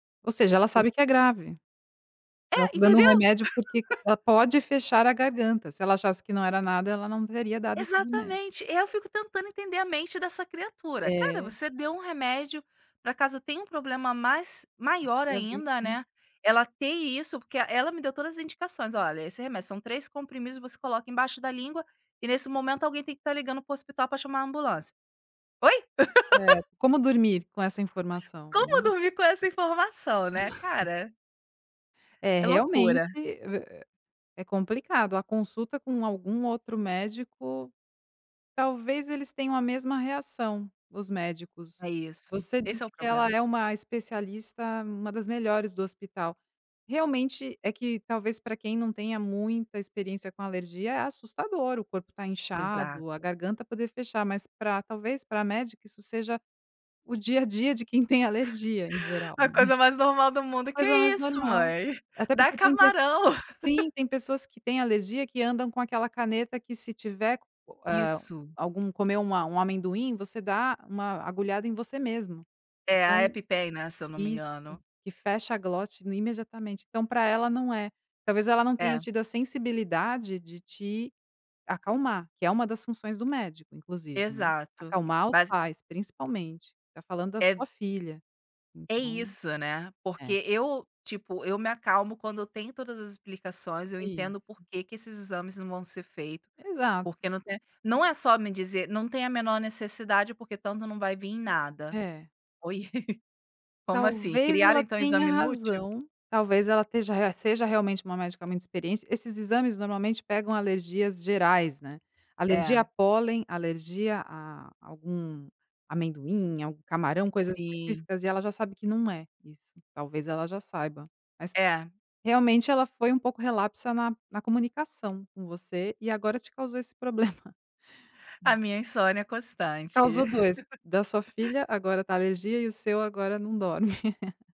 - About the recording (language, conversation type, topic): Portuguese, advice, Como posso descrever a minha insônia causada por preocupações constantes?
- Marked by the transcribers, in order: laugh; other background noise; laugh; chuckle; chuckle; laugh; tapping; chuckle; laugh; chuckle